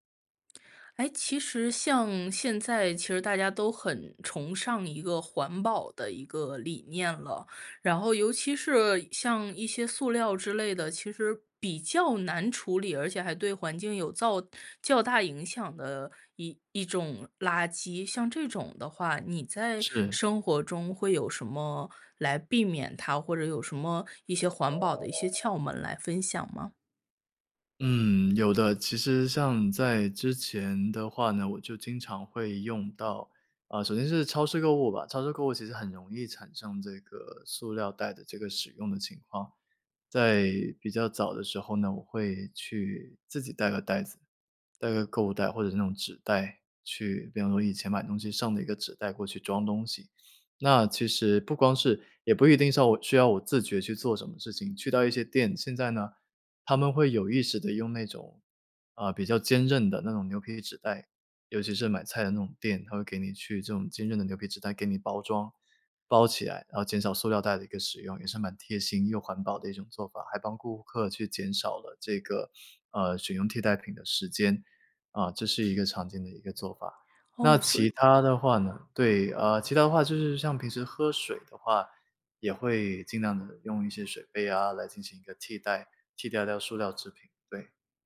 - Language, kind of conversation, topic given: Chinese, podcast, 你会怎么减少一次性塑料的使用？
- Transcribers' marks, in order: other background noise; "替代" said as "替掉"